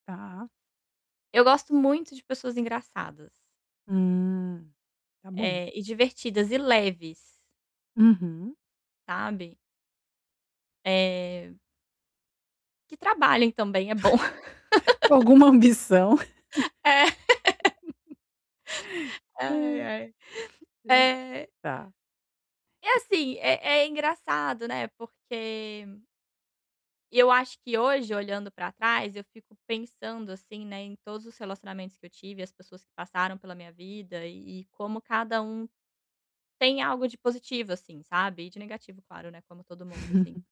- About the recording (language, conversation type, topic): Portuguese, advice, Como posso fazer compromissos sem perder quem eu sou?
- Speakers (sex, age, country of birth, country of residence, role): female, 30-34, Brazil, Portugal, user; female, 45-49, Brazil, Italy, advisor
- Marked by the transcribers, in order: tapping; chuckle; laughing while speaking: "Alguma ambição"; laugh; laughing while speaking: "É"; laugh; chuckle; laughing while speaking: "Hã"; chuckle; distorted speech; other background noise; chuckle